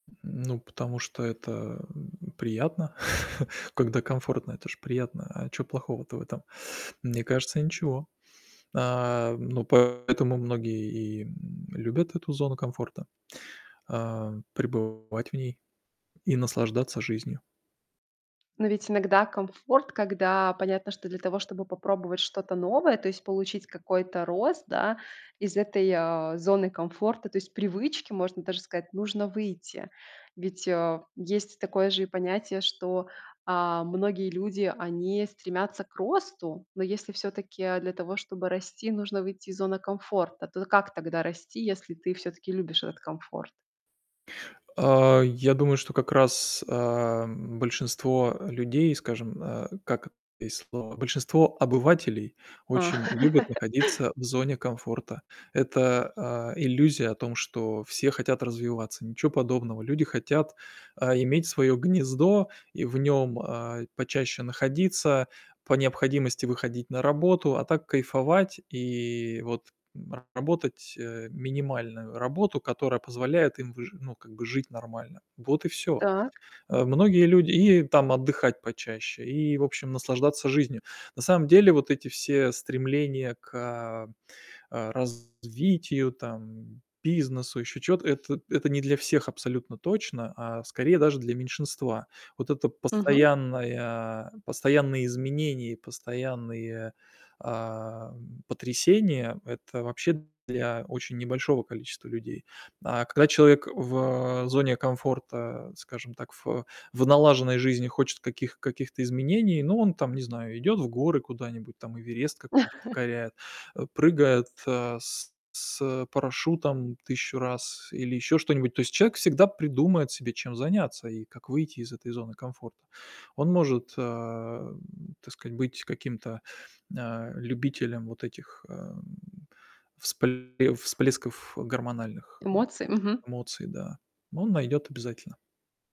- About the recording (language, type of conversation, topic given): Russian, podcast, Как не застрять в зоне комфорта?
- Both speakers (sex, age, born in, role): female, 30-34, Belarus, host; male, 45-49, Russia, guest
- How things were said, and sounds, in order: static; chuckle; tapping; distorted speech; laugh; chuckle; other background noise